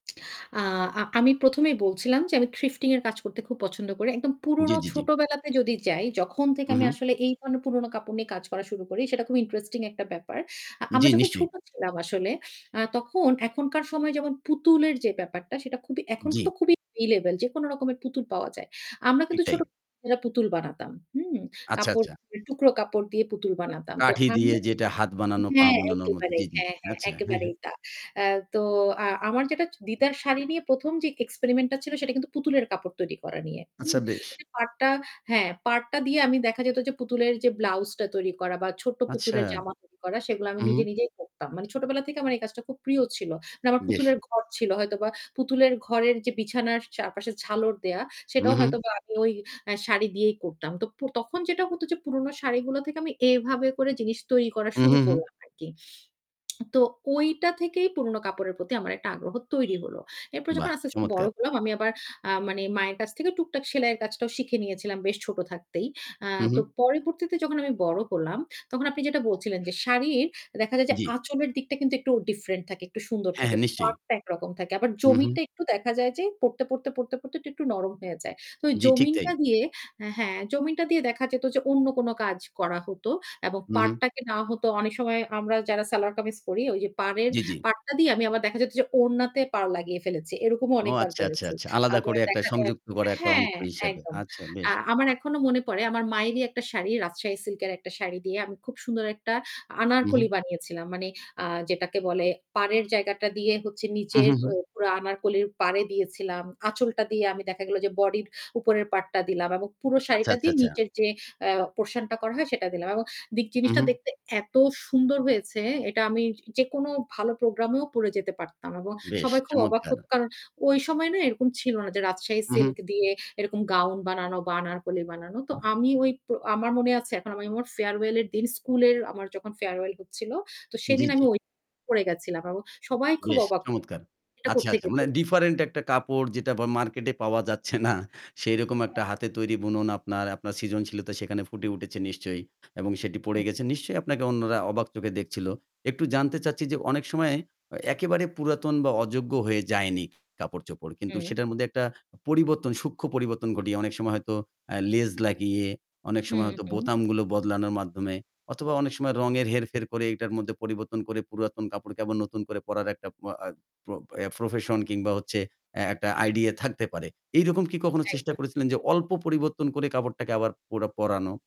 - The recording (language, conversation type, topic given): Bengali, podcast, পুরনো কাপড়কে আপনি কীভাবে আবার নতুনের মতো করে তোলেন?
- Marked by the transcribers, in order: tsk; static; unintelligible speech; unintelligible speech; tongue click; other background noise; unintelligible speech; unintelligible speech